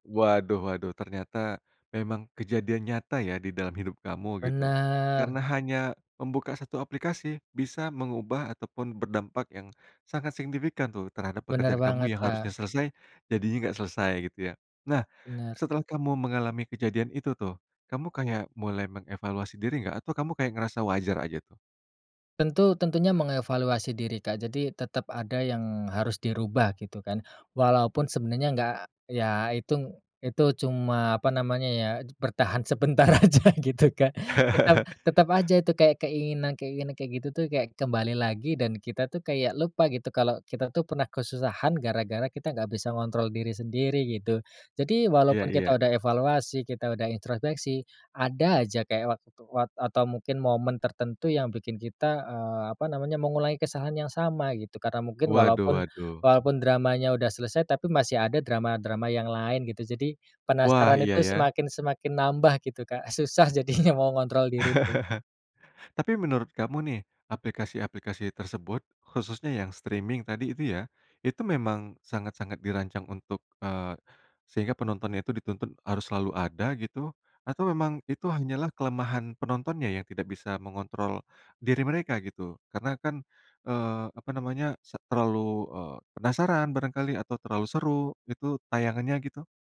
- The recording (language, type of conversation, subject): Indonesian, podcast, Pernah nggak aplikasi bikin kamu malah nunda kerja?
- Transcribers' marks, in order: laughing while speaking: "aja gitu kan"; chuckle; "introspeksi" said as "intropeksi"; laughing while speaking: "jadinya"; chuckle; in English: "streaming"